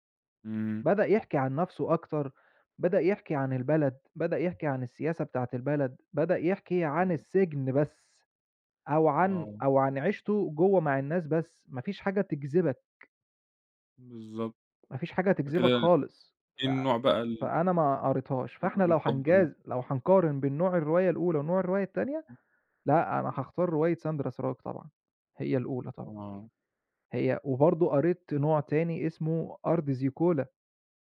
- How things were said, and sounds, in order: other noise; unintelligible speech
- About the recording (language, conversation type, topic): Arabic, podcast, إيه نوع الكتب اللي بتشدّك وبتخليك تكمّلها للآخر، وليه؟